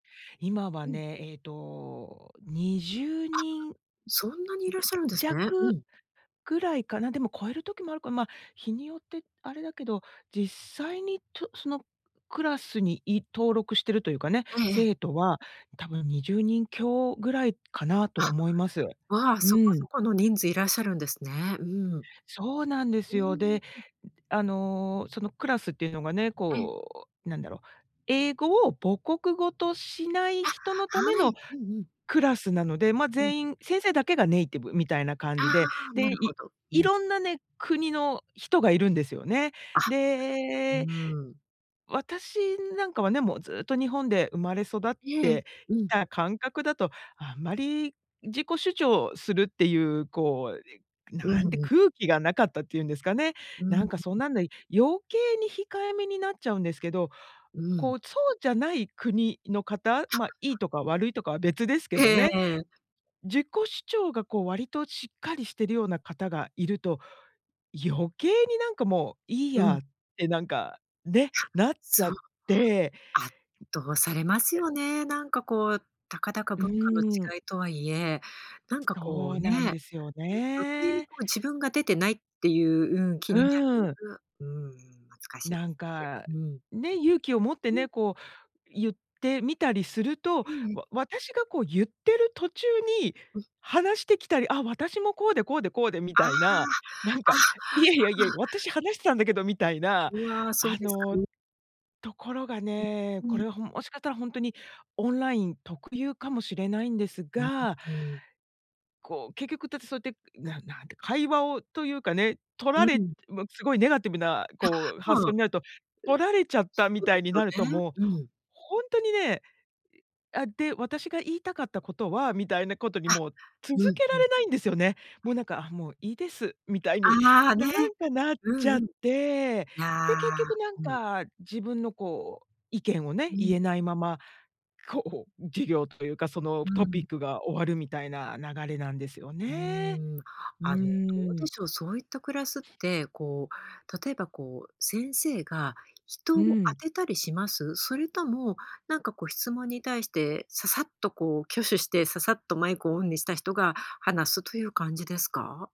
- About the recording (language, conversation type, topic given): Japanese, advice, 集団で自己主張と協調のバランスを取る方法
- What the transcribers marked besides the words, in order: other noise; unintelligible speech